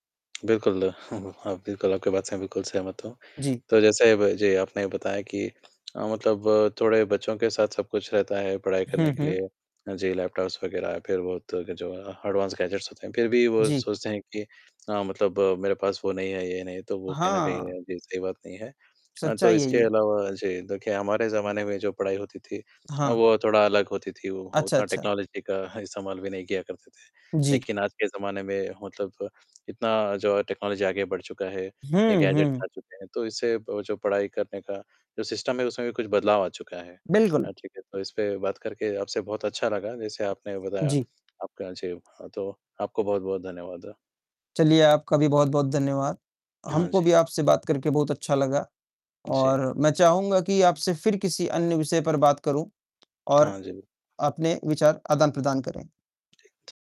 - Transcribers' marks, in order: tapping; chuckle; distorted speech; in English: "लैपटॉप्स"; in English: "एडवांस गैजेट्स"; other background noise; in English: "टेक्नोलॉजी"; in English: "टेक्नोलॉजी"; in English: "गैजेट्स"; in English: "सिस्टम"; mechanical hum; unintelligible speech
- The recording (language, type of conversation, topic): Hindi, unstructured, क्या आपको लगता है कि पढ़ाई के लिए प्रेरणा बाहर से आती है या भीतर से?